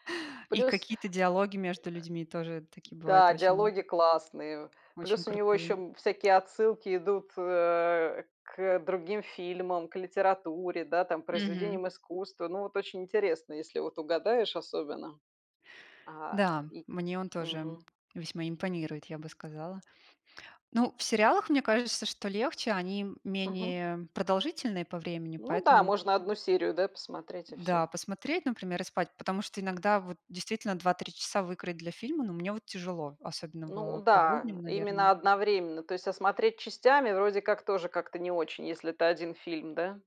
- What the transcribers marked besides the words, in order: other noise; tapping
- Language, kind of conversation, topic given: Russian, unstructured, Какое значение для тебя имеют фильмы в повседневной жизни?